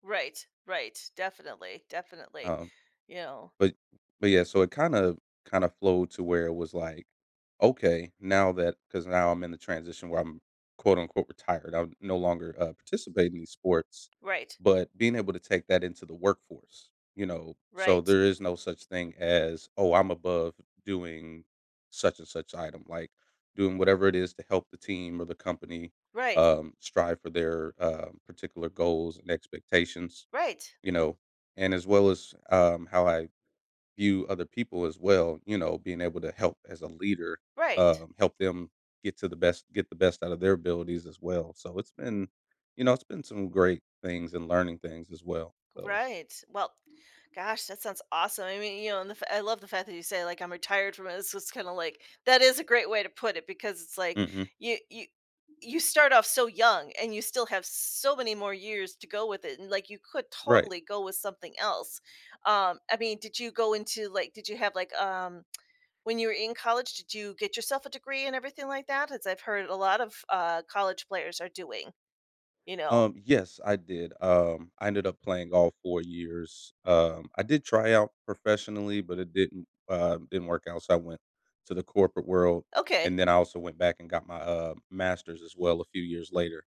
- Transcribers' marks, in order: stressed: "so"; tsk
- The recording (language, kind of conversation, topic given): English, podcast, How has playing sports shaped who you are today?
- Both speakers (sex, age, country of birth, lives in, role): female, 45-49, United States, United States, host; male, 35-39, United States, United States, guest